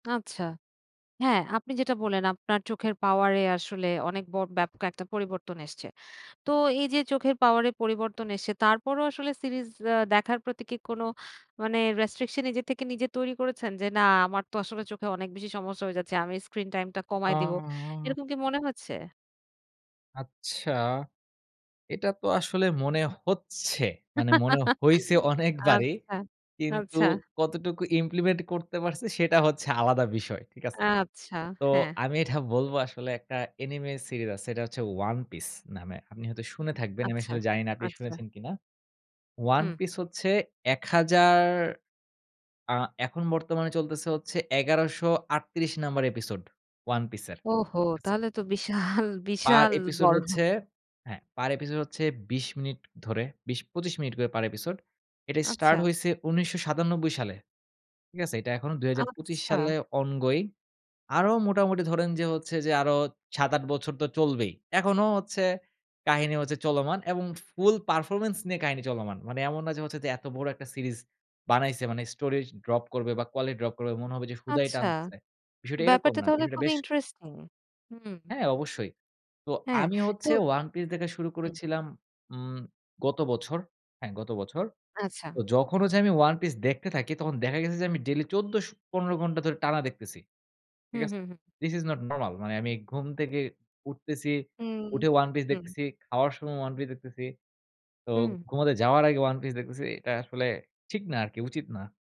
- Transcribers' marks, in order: in English: "রেস্ট্রিকশন"; drawn out: "ও!"; laughing while speaking: "অনেকবারই"; laugh; laughing while speaking: "আচ্ছা, আচ্ছা"; in English: "ইমপ্লিমেন্ট"; laughing while speaking: "এটা বলব"; laughing while speaking: "বিশাল, বিশাল বড়"; other background noise; horn; in English: "দিস ইস নট নরমাল"; tapping
- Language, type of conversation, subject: Bengali, podcast, তোমার মনে হয় মানুষ কেন একটানা করে ধারাবাহিক দেখে?